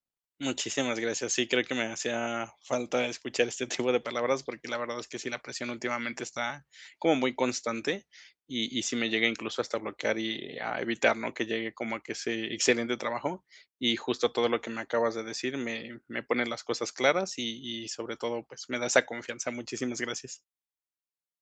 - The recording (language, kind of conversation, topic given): Spanish, advice, ¿Cómo puedo manejar la presión de tener que ser perfecto todo el tiempo?
- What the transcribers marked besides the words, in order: chuckle